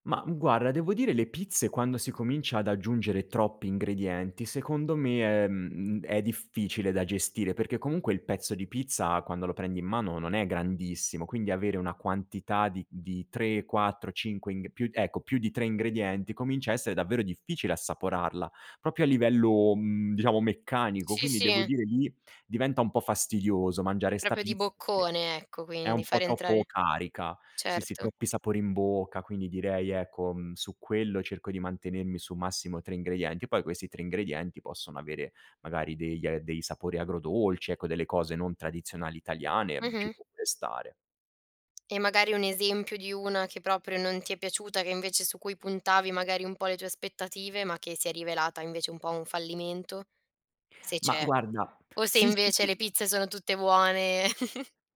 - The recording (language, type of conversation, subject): Italian, podcast, Qual è il piatto che ti fa sentire più a casa?
- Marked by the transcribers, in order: "Proprio" said as "Propio"; "pizza" said as "pizz"; chuckle